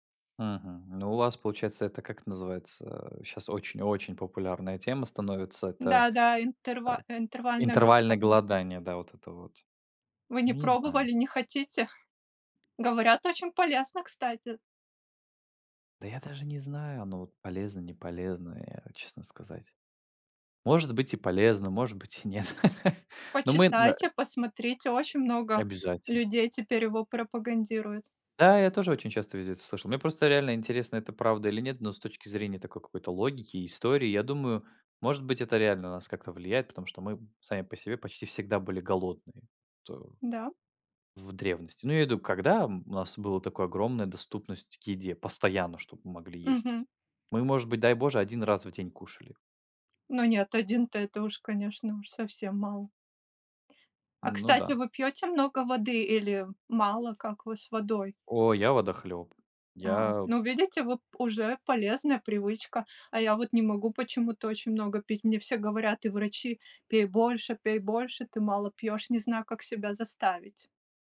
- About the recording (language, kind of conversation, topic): Russian, unstructured, Как ты убеждаешь близких питаться более полезной пищей?
- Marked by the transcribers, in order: other background noise; tapping; chuckle